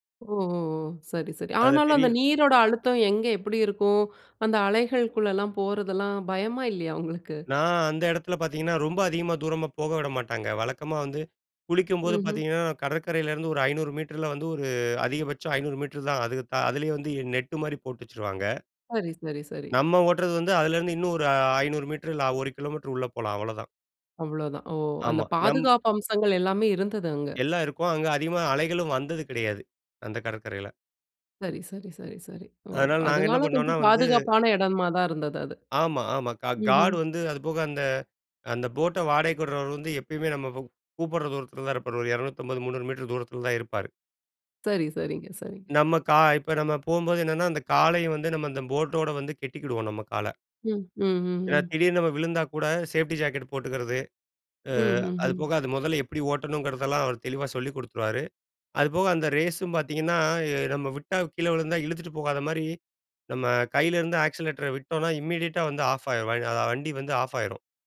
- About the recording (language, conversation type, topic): Tamil, podcast, ஒரு பெரிய சாகச அனுபவம் குறித்து பகிர முடியுமா?
- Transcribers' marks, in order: none